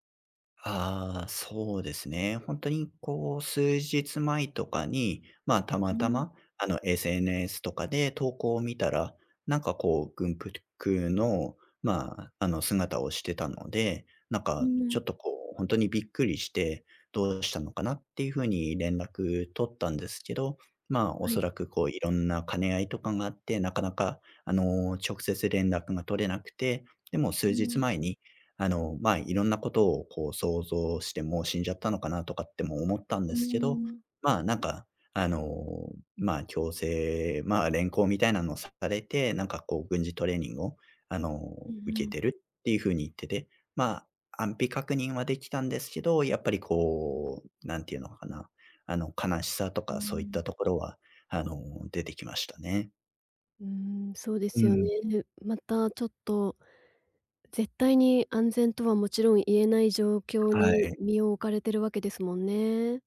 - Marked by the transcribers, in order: none
- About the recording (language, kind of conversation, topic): Japanese, advice, 別れた直後のショックや感情をどう整理すればよいですか？